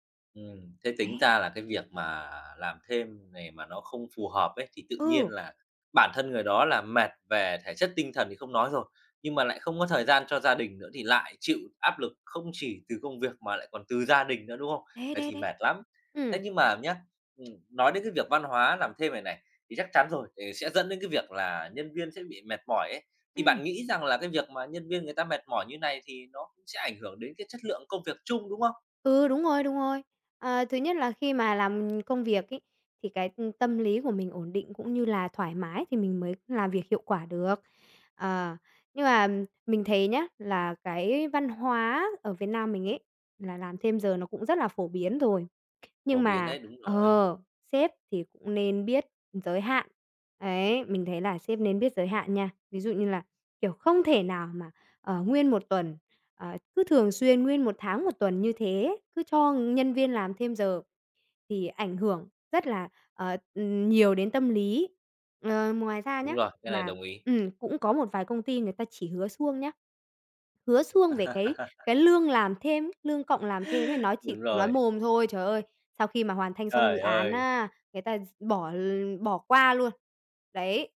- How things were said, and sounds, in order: tapping; laugh
- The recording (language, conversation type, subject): Vietnamese, podcast, Văn hóa làm thêm giờ ảnh hưởng tới tinh thần nhân viên ra sao?